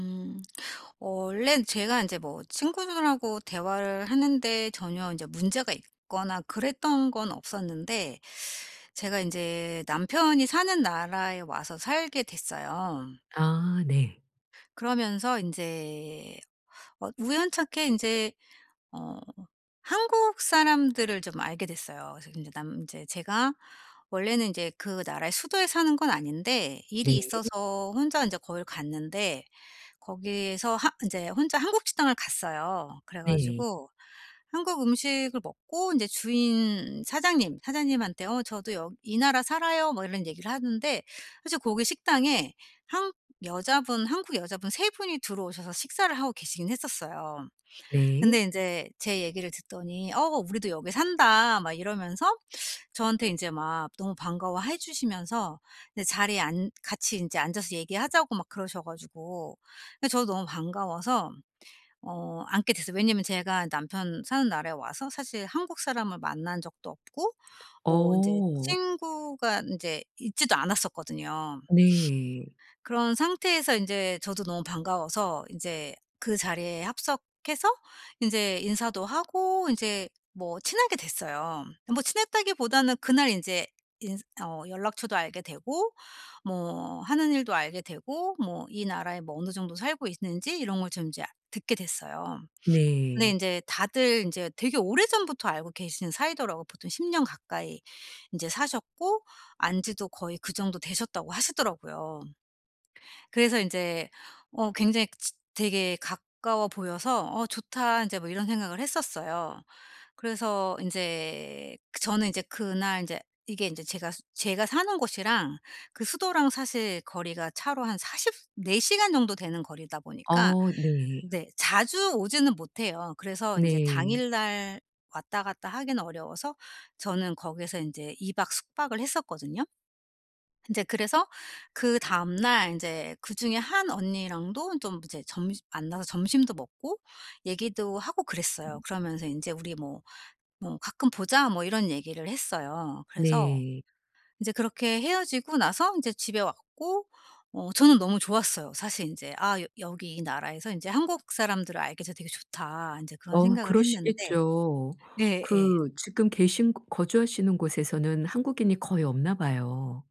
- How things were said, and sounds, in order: other background noise; tapping; sniff; sniff
- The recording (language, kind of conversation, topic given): Korean, advice, 친구 모임에서 대화에 어떻게 자연스럽게 참여할 수 있을까요?